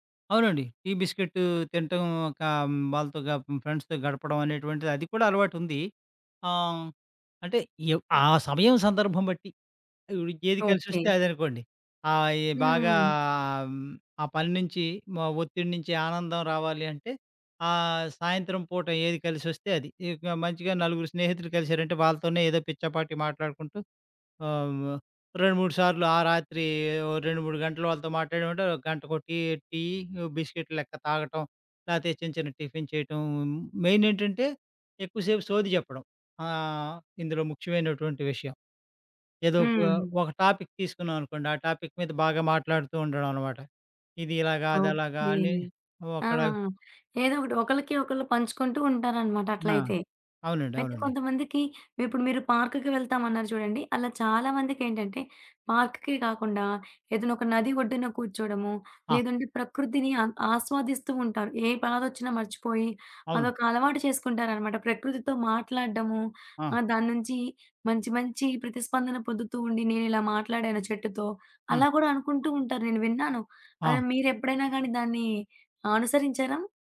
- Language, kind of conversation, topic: Telugu, podcast, రోజువారీ పనిలో ఆనందం పొందేందుకు మీరు ఏ చిన్న అలవాట్లు ఎంచుకుంటారు?
- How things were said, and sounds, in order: in English: "ఫ్రెండ్స్‌తో"; in English: "టాపిక్"; in English: "టాపిక్"